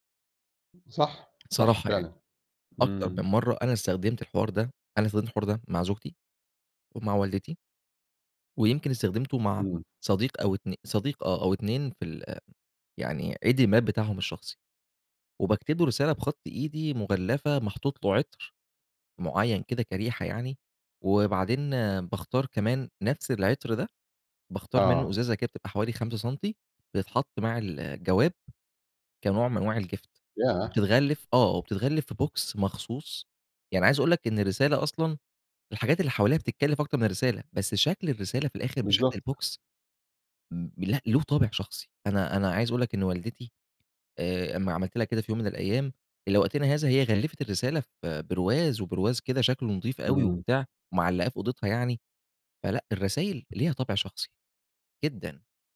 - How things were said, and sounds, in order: in English: "الgift"; in English: "box"; in English: "البوكس"
- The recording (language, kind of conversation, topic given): Arabic, podcast, إيه حدود الخصوصية اللي لازم نحطّها في الرسايل؟